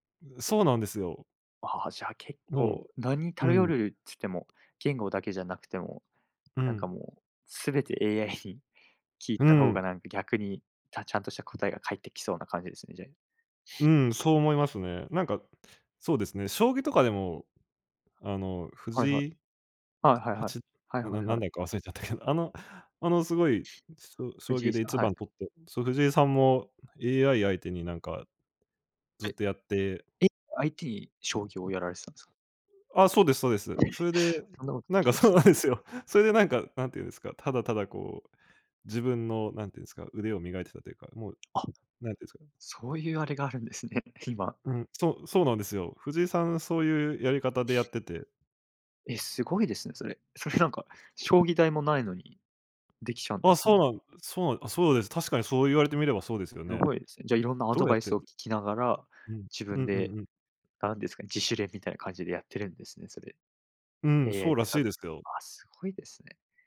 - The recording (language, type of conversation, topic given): Japanese, podcast, 自分なりの勉強法はありますか？
- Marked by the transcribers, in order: tapping; laughing while speaking: "そうなんですよ"; unintelligible speech